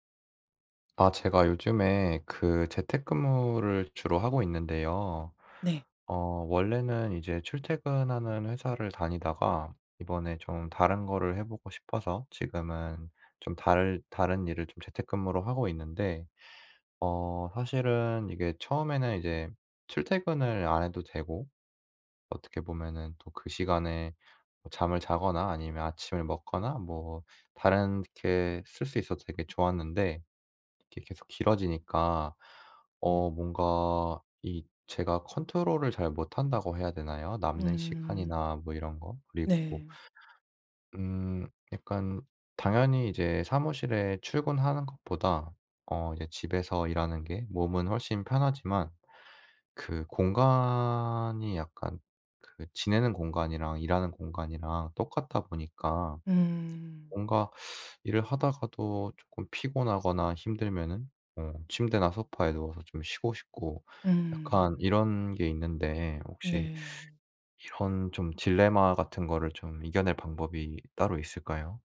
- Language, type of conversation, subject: Korean, advice, 재택근무로 전환한 뒤 업무 시간과 개인 시간의 경계를 어떻게 조정하고 계신가요?
- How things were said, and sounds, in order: other background noise